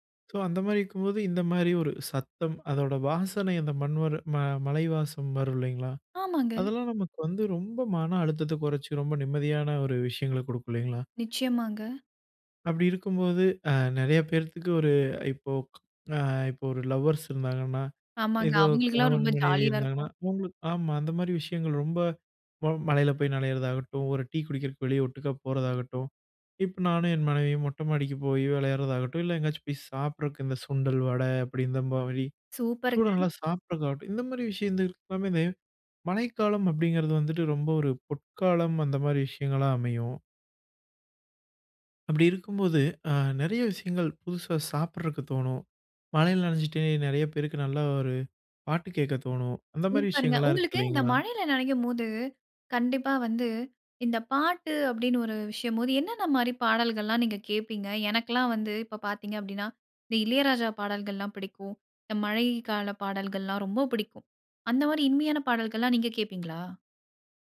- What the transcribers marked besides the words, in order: tapping; other noise; in English: "லவ்வர்ஸ்"; "மாரி" said as "மவுளி"
- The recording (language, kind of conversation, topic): Tamil, podcast, மழைக்காலம் உங்களை எவ்வாறு பாதிக்கிறது?